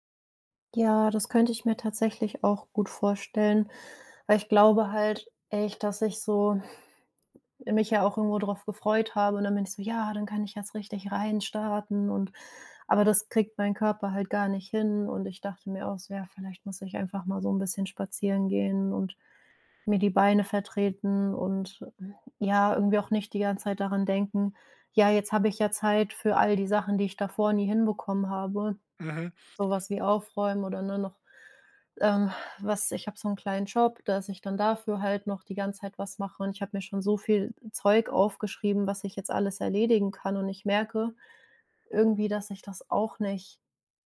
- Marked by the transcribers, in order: none
- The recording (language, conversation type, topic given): German, advice, Warum fühle ich mich schuldig, wenn ich einfach entspanne?